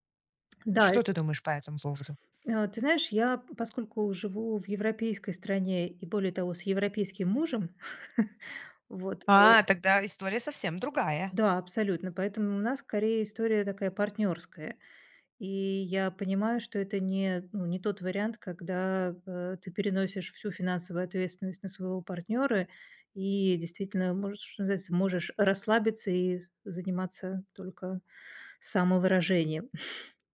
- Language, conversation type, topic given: Russian, podcast, Что важнее при смене работы — деньги или её смысл?
- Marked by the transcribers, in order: tapping; other background noise; chuckle; chuckle